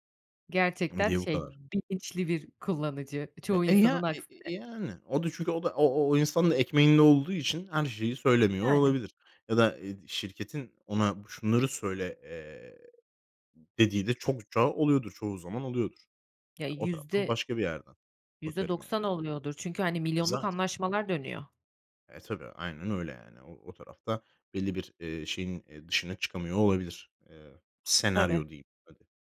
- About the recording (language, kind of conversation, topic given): Turkish, podcast, Influencerlar reklam yaptığında güvenilirlikleri nasıl etkilenir?
- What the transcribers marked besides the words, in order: unintelligible speech; tapping; other background noise